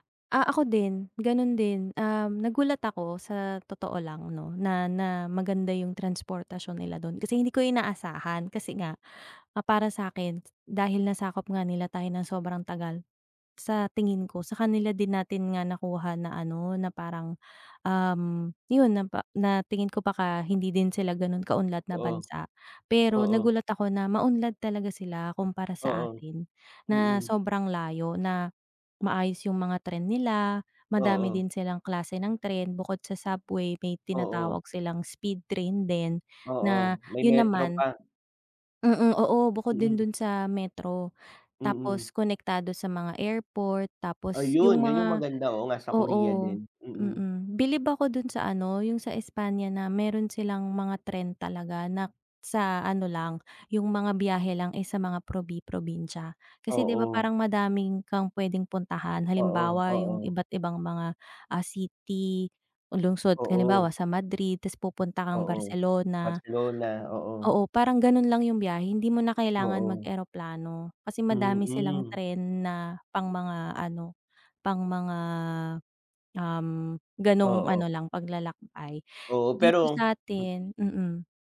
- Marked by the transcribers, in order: other background noise; tapping; in another language: "subway"; in another language: "speed train"
- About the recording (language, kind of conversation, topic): Filipino, unstructured, Ano ang mga bagong kaalaman na natutuhan mo sa pagbisita mo sa [bansa]?